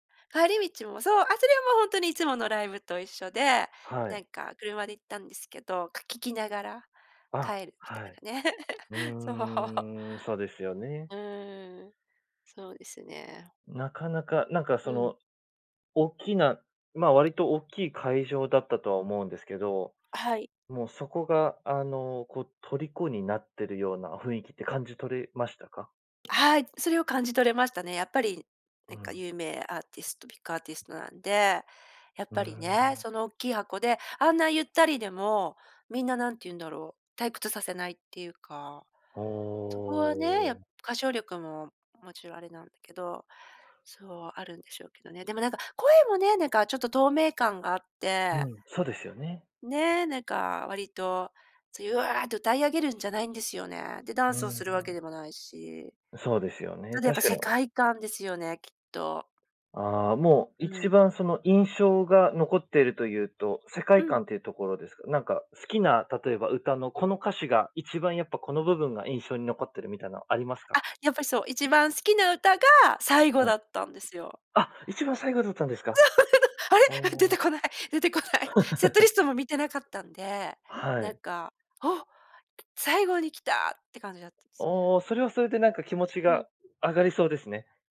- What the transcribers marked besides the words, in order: laugh; laughing while speaking: "そう"; other noise; tapping; laugh; laughing while speaking: "あれ？出てこない 出てこない"; laugh
- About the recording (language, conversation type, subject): Japanese, podcast, ライブで心を動かされた瞬間はありましたか？